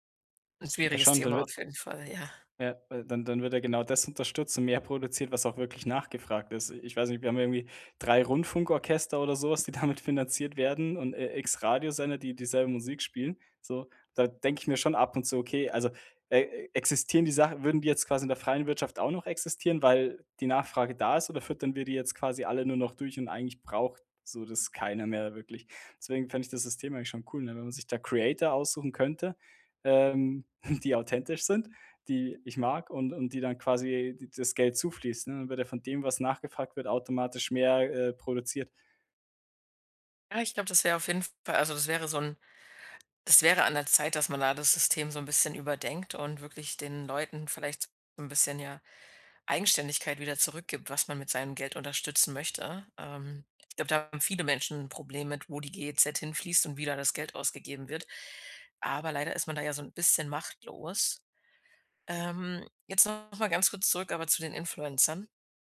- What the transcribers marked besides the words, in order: laughing while speaking: "die damit"; in English: "Creator"; chuckle
- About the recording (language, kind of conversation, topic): German, podcast, Was bedeutet Authentizität bei Influencern wirklich?
- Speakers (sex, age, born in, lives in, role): female, 30-34, Germany, Germany, host; male, 25-29, Germany, Germany, guest